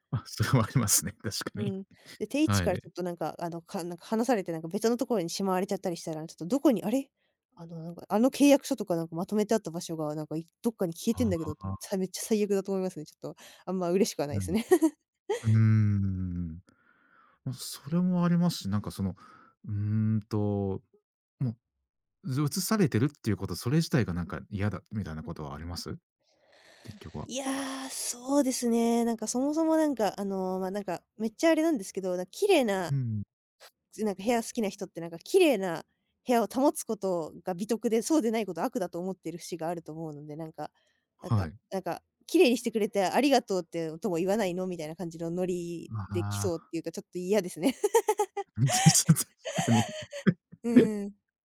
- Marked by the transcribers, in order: laughing while speaking: "それはありますね、確かに"; chuckle; other background noise; other noise; laughing while speaking: "うん、たし 確かに"; laugh
- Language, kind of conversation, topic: Japanese, podcast, 自分の部屋を落ち着ける空間にするために、どんな工夫をしていますか？